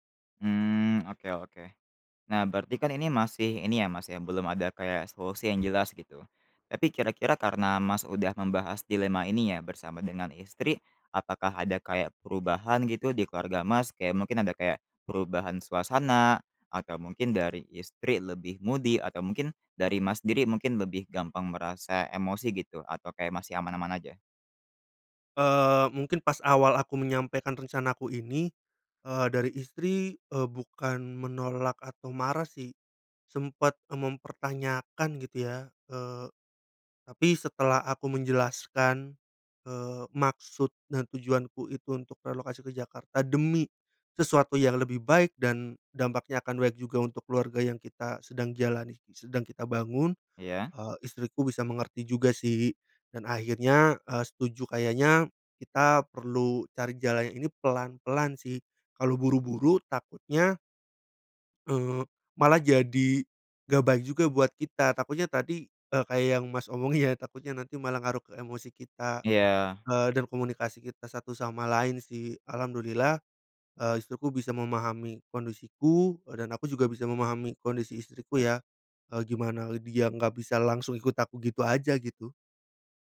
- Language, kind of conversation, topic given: Indonesian, podcast, Bagaimana cara menimbang pilihan antara karier dan keluarga?
- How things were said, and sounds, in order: tapping; in English: "moody"